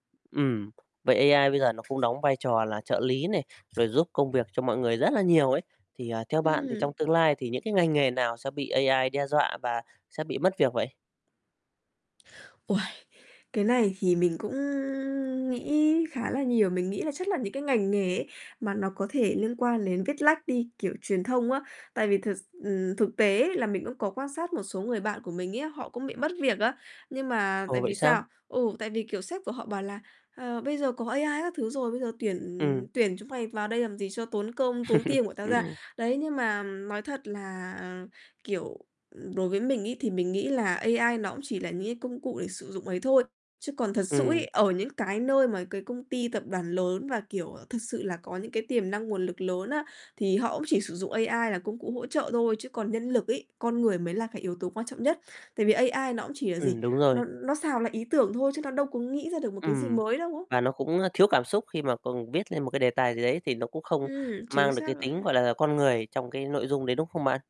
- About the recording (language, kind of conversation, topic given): Vietnamese, podcast, Bạn thấy trí tuệ nhân tạo đã thay đổi đời sống hằng ngày như thế nào?
- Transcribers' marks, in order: other background noise; tapping; static; laugh